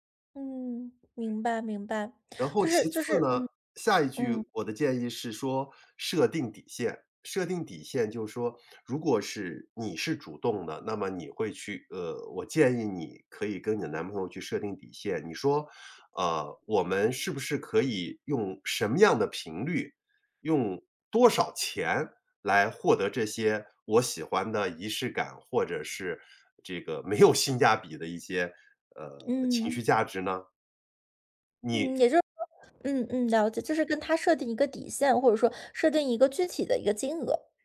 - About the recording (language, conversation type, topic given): Chinese, advice, 你最近一次因为花钱观念不同而与伴侣发生争执的情况是怎样的？
- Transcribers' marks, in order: other background noise; laughing while speaking: "没有"; tapping